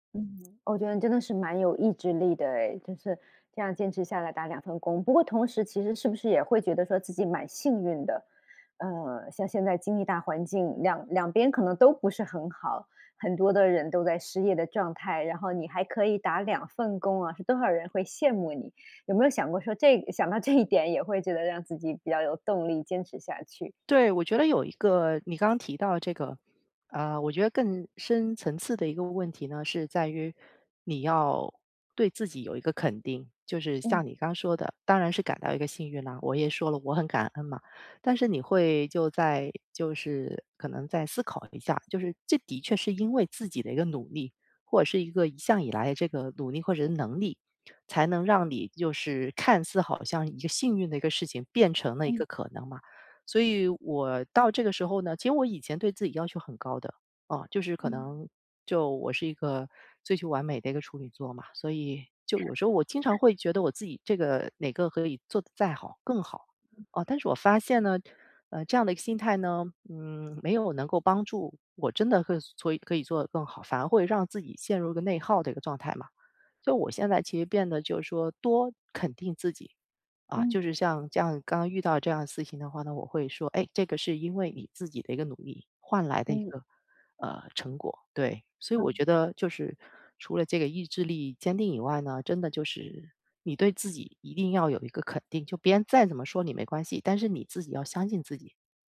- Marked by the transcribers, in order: laughing while speaking: "这一点也会觉得让自己比较有动力"; other background noise; chuckle
- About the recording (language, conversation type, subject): Chinese, podcast, 有哪些小技巧能帮你保持动力？